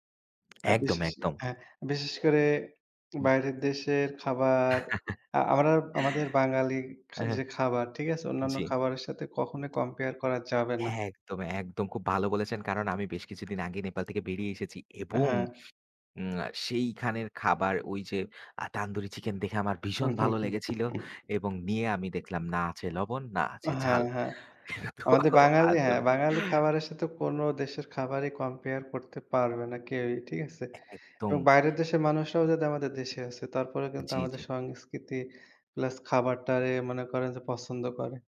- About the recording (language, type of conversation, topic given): Bengali, unstructured, ভ্রমণে যাওয়ার আগে আপনি কীভাবে পরিকল্পনা করেন?
- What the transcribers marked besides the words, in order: other background noise; tapping; "আমরা" said as "আমারার"; chuckle; chuckle; laughing while speaking: "তো আসল"